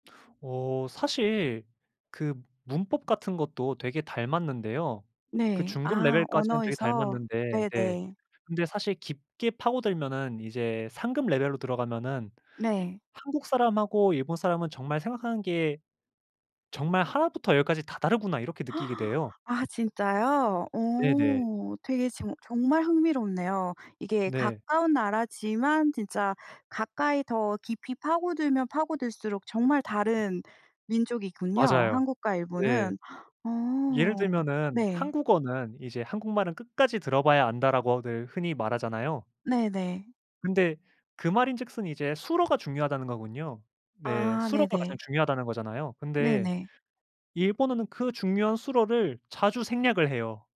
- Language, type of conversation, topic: Korean, podcast, 문화적 차이 때문에 불편했던 경험이 있으신가요?
- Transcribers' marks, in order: gasp; gasp; unintelligible speech